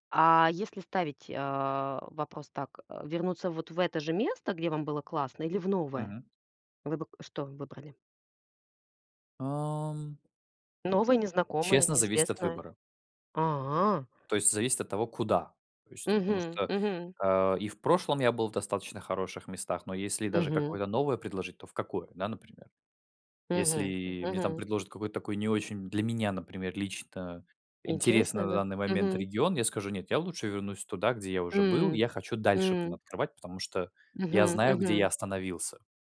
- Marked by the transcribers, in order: tapping
- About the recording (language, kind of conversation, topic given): Russian, unstructured, Какое событие из прошлого вы бы хотели пережить снова?